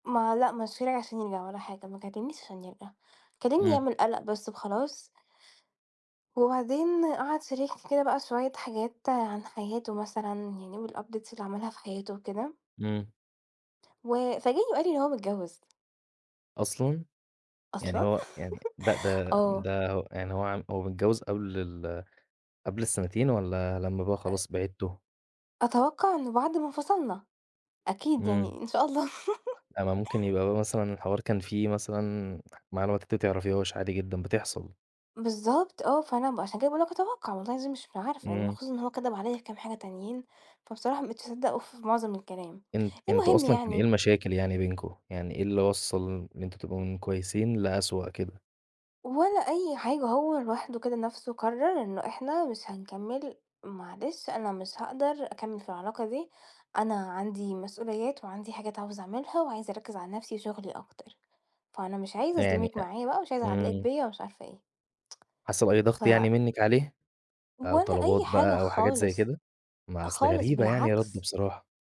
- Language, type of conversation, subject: Arabic, advice, إزاي أتعامل مع الوجع اللي بحسه لما أشوف شريكي/شريكتي السابق/السابقة مع حد جديد؟
- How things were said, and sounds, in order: in English: "والupdates"; laugh; laugh; tsk